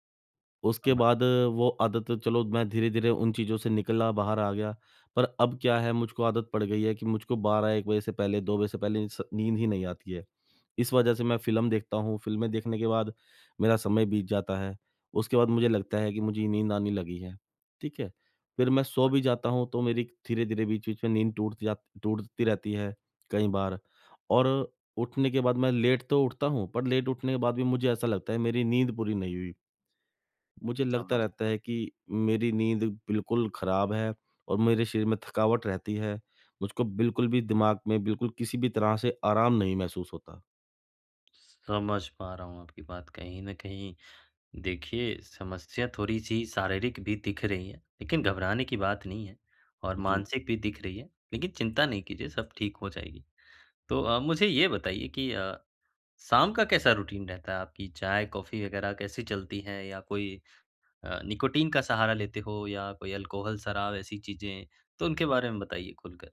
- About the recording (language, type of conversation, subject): Hindi, advice, यात्रा या सप्ताहांत के दौरान मैं अपनी दिनचर्या में निरंतरता कैसे बनाए रखूँ?
- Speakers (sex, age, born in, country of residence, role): male, 20-24, India, India, advisor; male, 35-39, India, India, user
- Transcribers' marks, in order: in English: "लेट"; in English: "लेट"; in English: "रूटीन"; in English: "निकोटिन"; in English: "ऐल्कोहॉल"